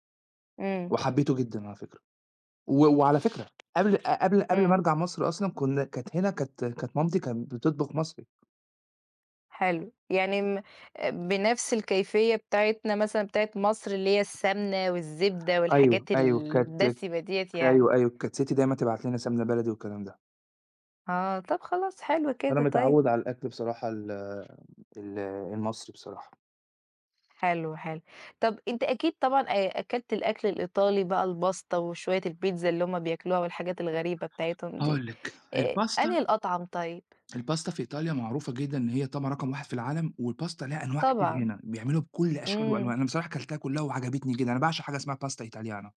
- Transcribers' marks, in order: tapping; other background noise; other noise; in Italian: "الباستا"; in Italian: "الباستا"; in Italian: "الباستا"; in Italian: "والباستا"; in Italian: "pasta italiana"
- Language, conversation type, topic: Arabic, unstructured, إيه أكتر أكلة بتحبّها وليه؟